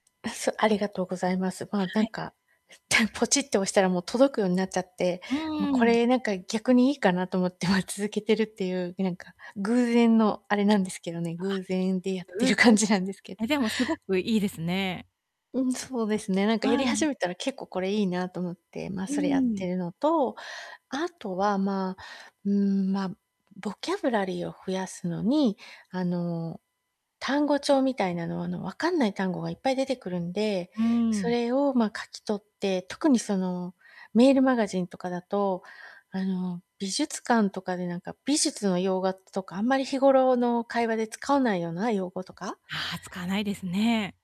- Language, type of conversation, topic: Japanese, advice, どうすれば学び続けて成長できる習慣を身につけられますか？
- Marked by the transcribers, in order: other background noise; distorted speech; other noise; laughing while speaking: "思って、ま"; laughing while speaking: "やってる感じ"